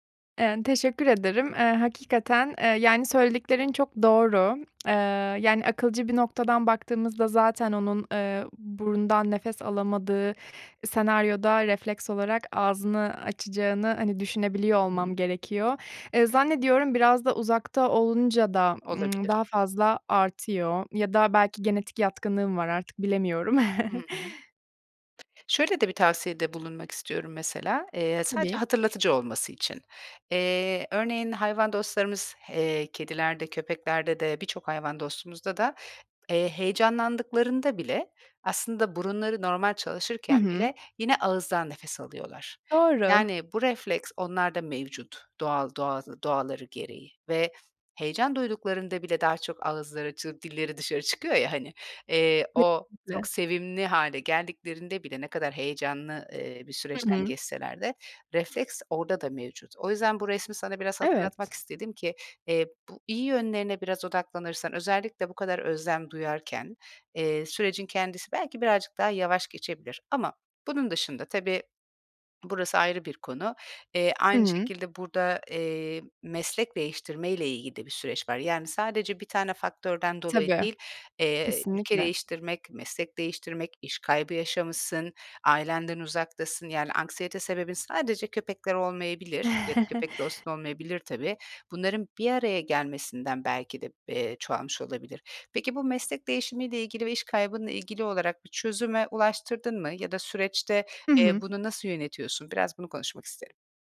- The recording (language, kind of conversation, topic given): Turkish, advice, Anksiyete ataklarıyla başa çıkmak için neler yapıyorsunuz?
- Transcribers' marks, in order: tapping; lip smack; other background noise; tsk; chuckle; chuckle